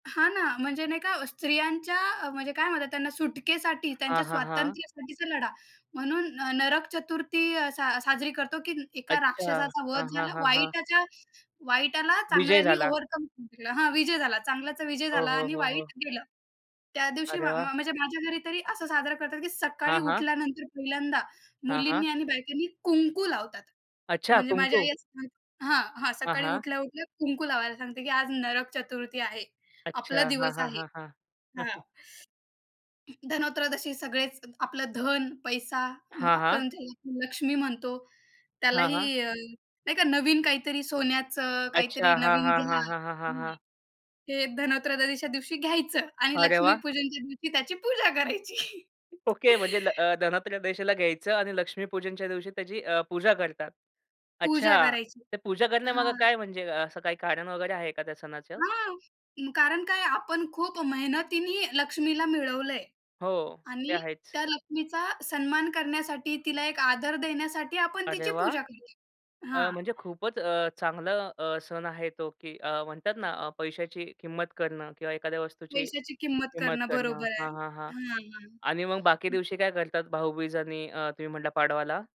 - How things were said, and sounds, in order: other background noise; in English: "ओव्हरकम"; stressed: "कुंकू"; chuckle; laughing while speaking: "पूजा करायची"; chuckle; tapping
- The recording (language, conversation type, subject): Marathi, podcast, लहानपणीचा तुझा आवडता सण कोणता होता?